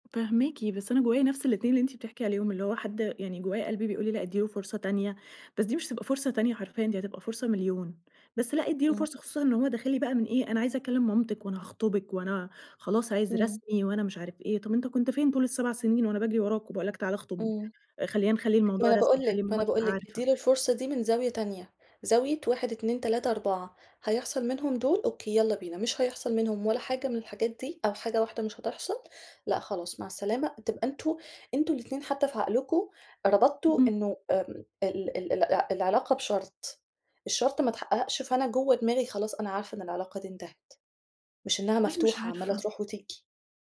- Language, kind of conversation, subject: Arabic, advice, إزاي كان إحساسك بعد ما علاقة مهمة انتهت وسابت جواك فراغ وحسّستك إن هويتك متلخبطة؟
- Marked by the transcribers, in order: tapping